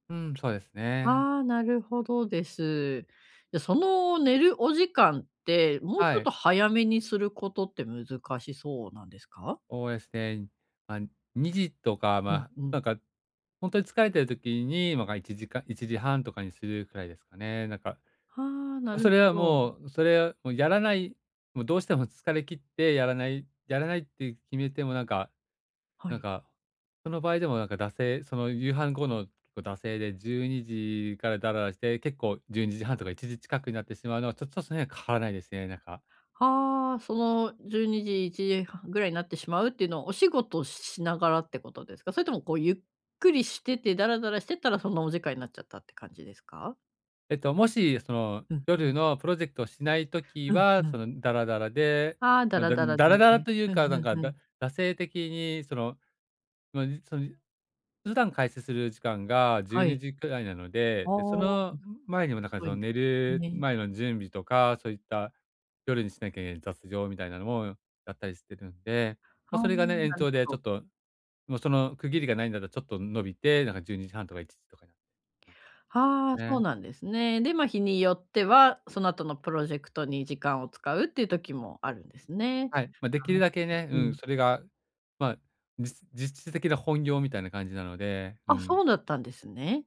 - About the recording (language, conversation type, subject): Japanese, advice, 朝に短時間で元気を出す方法
- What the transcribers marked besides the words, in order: other noise